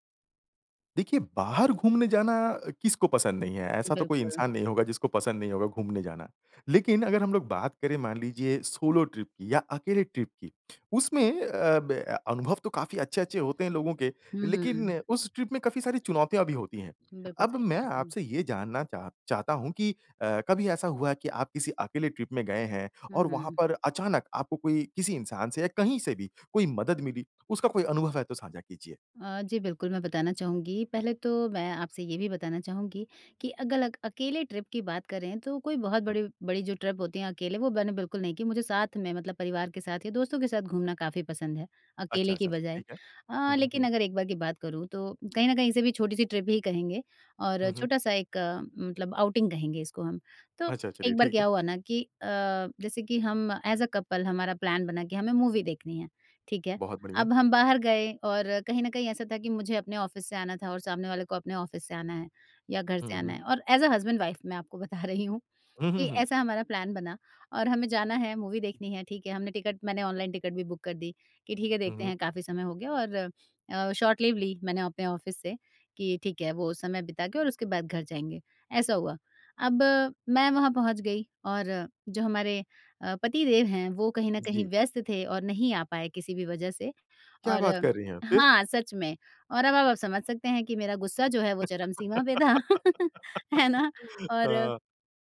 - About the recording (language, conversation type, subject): Hindi, podcast, क्या आपको अकेले यात्रा के दौरान अचानक किसी की मदद मिलने का कोई अनुभव है?
- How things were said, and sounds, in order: in English: "सोलो ट्रिप"; in English: "ट्रिप"; in English: "ट्रिप"; in English: "ट्रिप"; in English: "ट्रिप"; in English: "ट्रिप"; in English: "ट्रिप"; in English: "आउटिंग"; in English: "एज़ अ कपल"; in English: "प्लान"; in English: "मूवी"; in English: "ऑफिस"; in English: "ऑफिस"; in English: "एज़ अ हस्बैंड वाइफ"; laughing while speaking: "बता रही हूँ"; in English: "प्लान"; in English: "मूवी"; in English: "बुक"; in English: "शॉर्ट लीव"; in English: "ऑफिस"; laugh; laughing while speaking: "पे था"; laugh